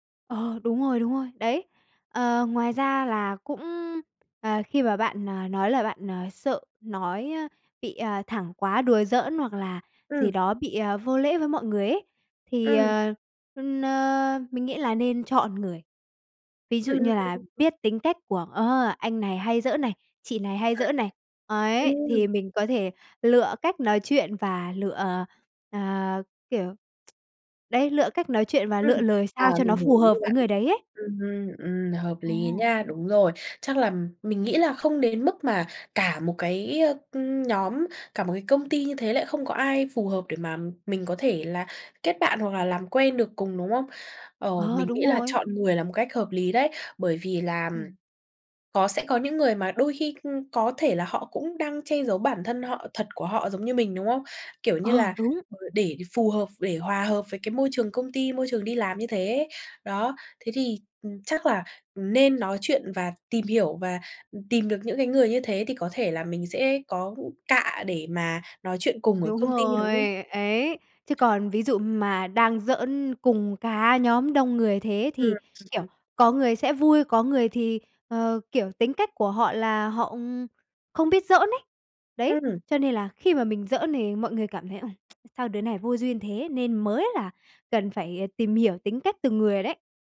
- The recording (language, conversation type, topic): Vietnamese, advice, Tại sao bạn phải giấu con người thật của mình ở nơi làm việc vì sợ hậu quả?
- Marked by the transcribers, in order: tapping; other noise; lip smack; other background noise; lip smack